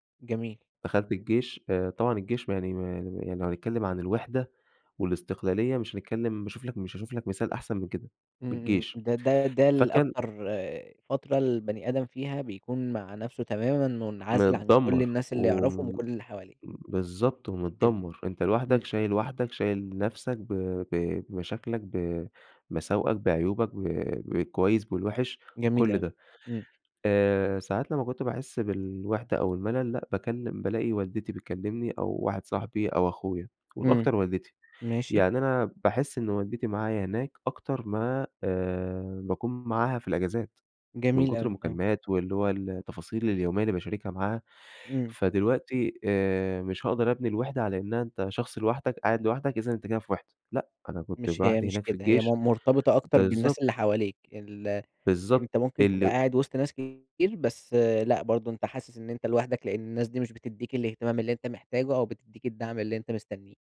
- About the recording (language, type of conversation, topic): Arabic, podcast, بتعمل إيه لما بتحسّ بالوحدة؟
- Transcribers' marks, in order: none